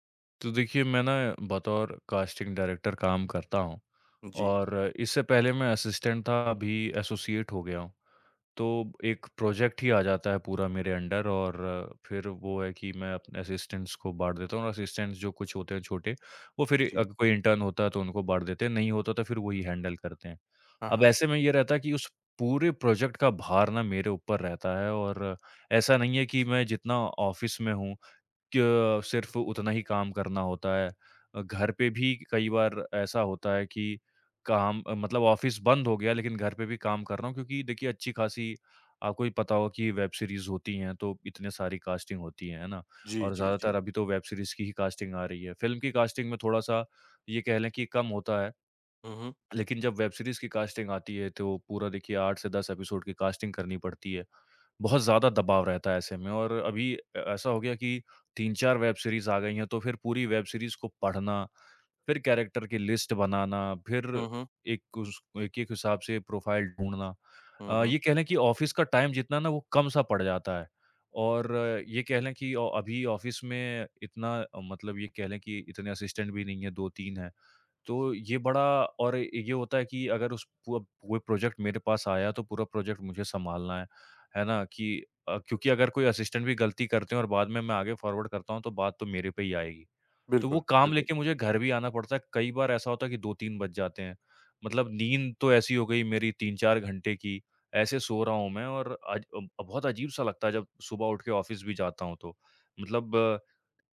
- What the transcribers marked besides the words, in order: in English: "कास्टिंग डायरेक्टर"; in English: "असिस्टेंट"; in English: "एसोसिएट"; in English: "प्रोजेक्ट"; in English: "अंडर"; in English: "असिस्टेंट्स"; in English: "असिस्टेंट्स"; in English: "इंटर्न"; in English: "हैंडल"; in English: "प्रोजेक्ट"; in English: "ऑफ़िस"; in English: "ऑफ़िस"; in English: "कास्टिंग"; in English: "कास्टिंग"; in English: "कास्टिंग"; in English: "कास्टिंग"; in English: "कास्टिंग"; in English: "कैरेक्टर"; in English: "लिस्ट"; in English: "प्रोफाइल"; in English: "ऑफ़िस"; in English: "टाइम"; in English: "ऑफ़िस"; in English: "असिस्टेंट"; in English: "प्रोजेक्ट"; in English: "प्रोजेक्ट"; in English: "असिस्टेंट"; in English: "फ़ॉरवर्ड"; in English: "ऑफ़िस"
- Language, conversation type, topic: Hindi, advice, लगातार काम के दबाव से ऊर्जा खत्म होना और रोज मन न लगना